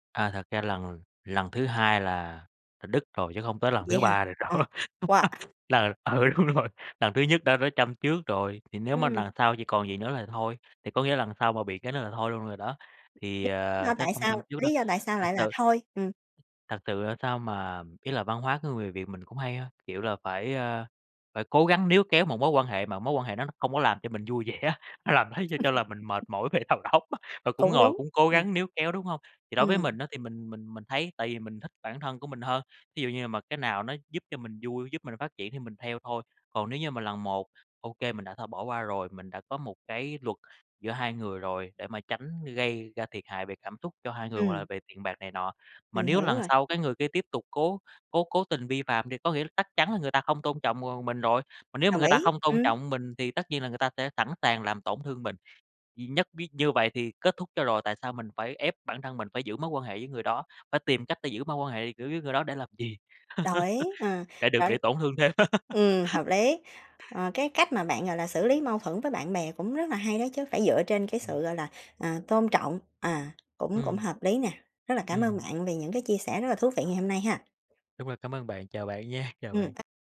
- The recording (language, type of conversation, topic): Vietnamese, podcast, Bạn xử lý mâu thuẫn với bạn bè như thế nào?
- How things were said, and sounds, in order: tapping; laughing while speaking: "đâu"; other background noise; laugh; laughing while speaking: "ừ, đúng rồi"; unintelligible speech; laughing while speaking: "về đầu óc á"; laugh; laugh; unintelligible speech